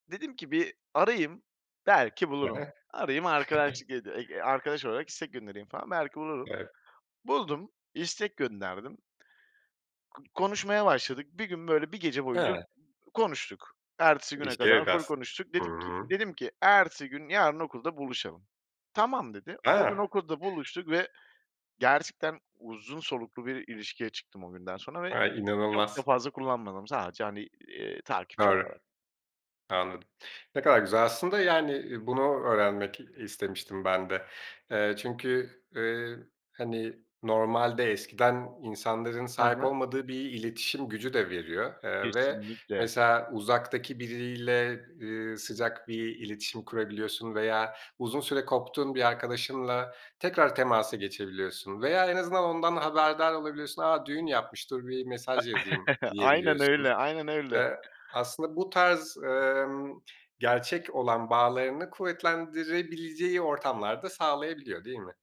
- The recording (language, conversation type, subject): Turkish, podcast, Sosyal medya, gerçek bağlar kurmamıza yardımcı mı yoksa engel mi?
- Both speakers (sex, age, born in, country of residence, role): male, 30-34, Turkey, Poland, guest; male, 40-44, Turkey, Portugal, host
- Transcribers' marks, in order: tapping; chuckle; other background noise; chuckle